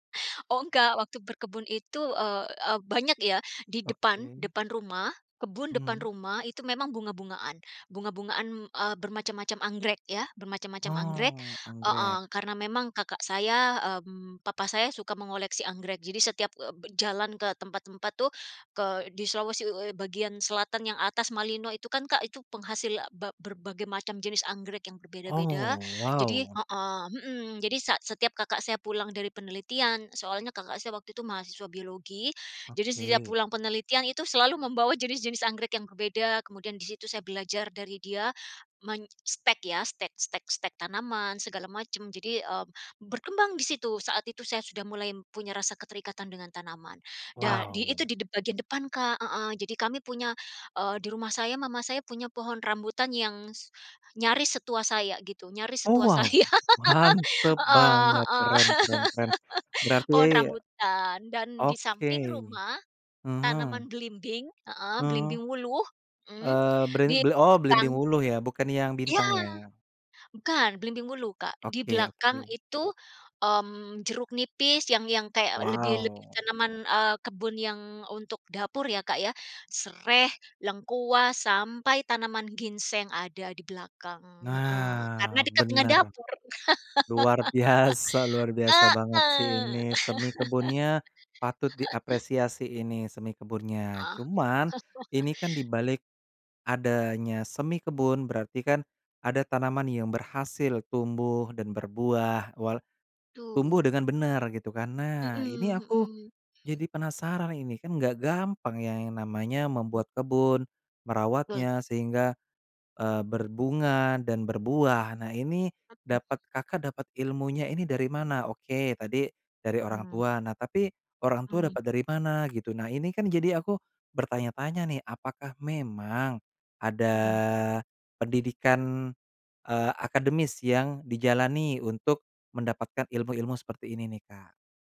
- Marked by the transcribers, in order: laughing while speaking: "saya"; laugh; laugh; chuckle; other noise; other background noise
- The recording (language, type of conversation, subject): Indonesian, podcast, Kenapa kamu tertarik mulai berkebun, dan bagaimana caranya?